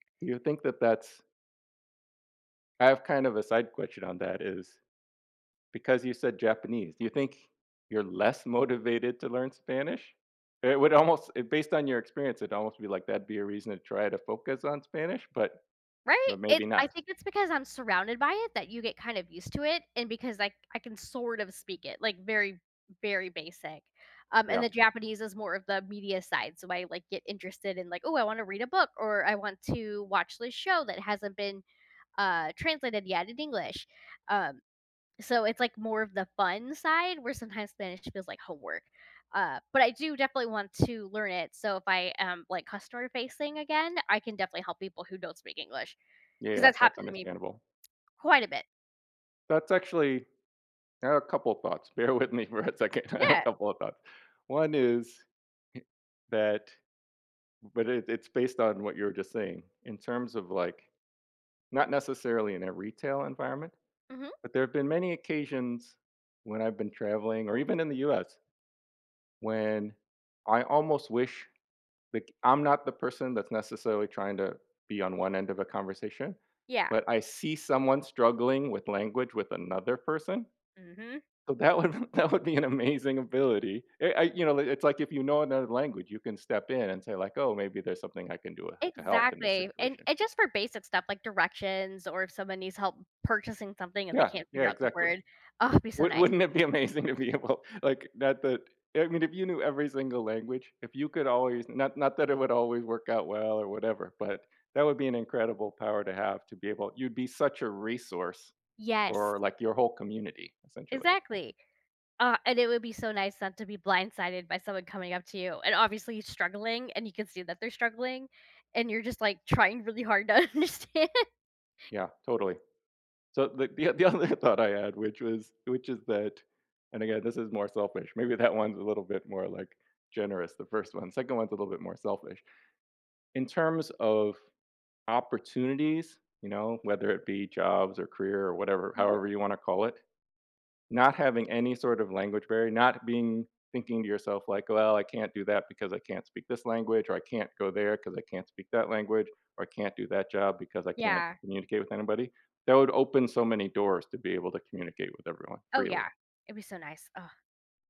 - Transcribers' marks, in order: tapping; laughing while speaking: "motivated"; laughing while speaking: "almost"; other background noise; laughing while speaking: "Bear with me for a second. I have a couple of thoughts"; laughing while speaking: "so that would that would be an amazing ability"; laughing while speaking: "Would wouldn't it be amazing to be able"; laughing while speaking: "understand"; laughing while speaking: "the, uh, the other"; laughing while speaking: "that"
- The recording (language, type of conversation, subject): English, unstructured, What would you do if you could speak every language fluently?